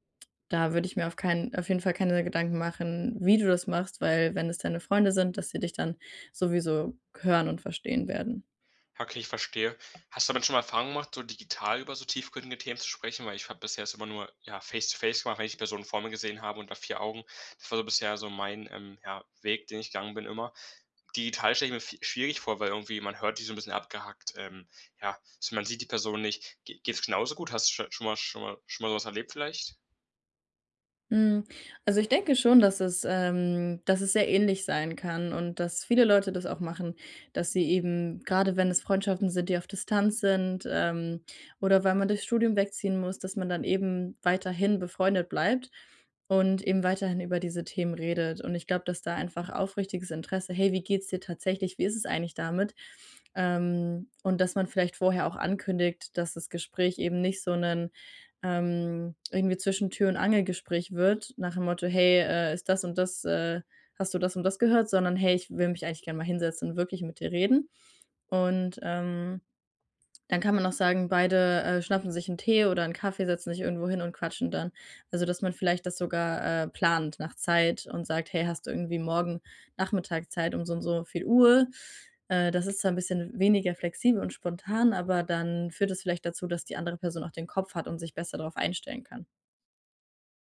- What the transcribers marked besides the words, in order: other background noise; in English: "Face-to-Face"
- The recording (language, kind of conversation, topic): German, advice, Wie kann ich oberflächlichen Smalltalk vermeiden, wenn ich mir tiefere Gespräche wünsche?